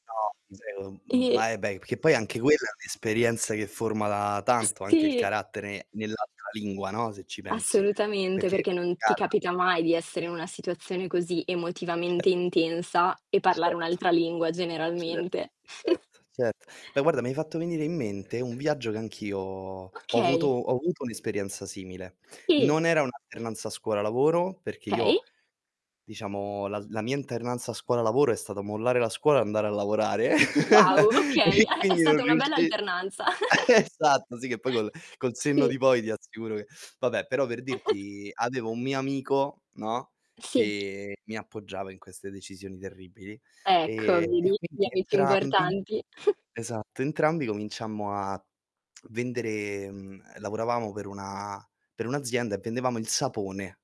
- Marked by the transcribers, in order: static; distorted speech; horn; unintelligible speech; unintelligible speech; tapping; "certo" said as "cet"; chuckle; "avuto" said as "ovuto"; other background noise; "Okay" said as "kay"; "alternanza" said as "internaza"; laughing while speaking: "a"; laugh; laughing while speaking: "e quindi non riusci essatto"; "esatto" said as "essatto"; chuckle; "sì" said as "zi"; chuckle; chuckle
- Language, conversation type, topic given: Italian, unstructured, Qual è stato il viaggio che ti ha cambiato di più?